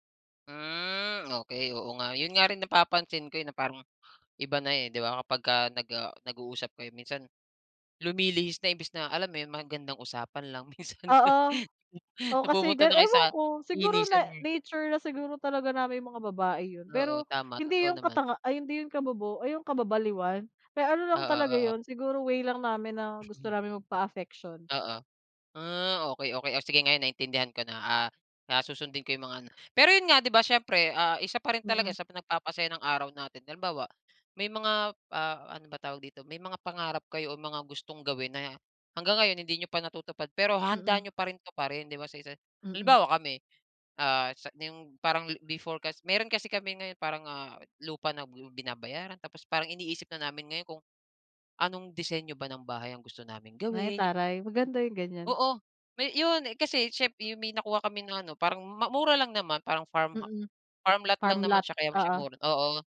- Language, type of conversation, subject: Filipino, unstructured, Ano ang ginagawa mo upang mapanatili ang saya sa relasyon?
- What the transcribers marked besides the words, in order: chuckle; other noise